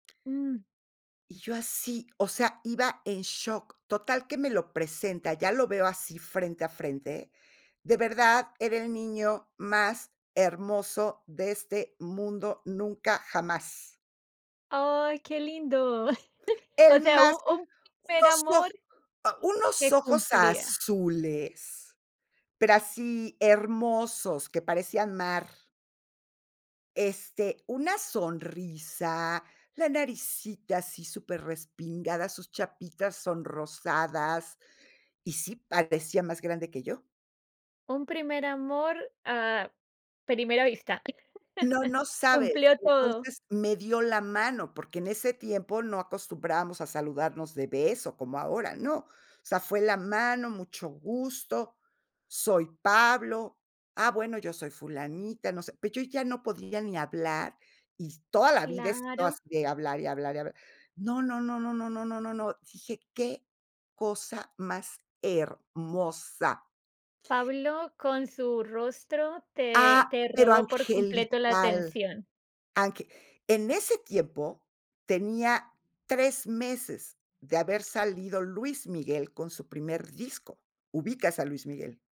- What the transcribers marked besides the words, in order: tapping; chuckle; chuckle
- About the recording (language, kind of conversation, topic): Spanish, podcast, ¿Cómo fue tu primera relación importante o tu primer amor?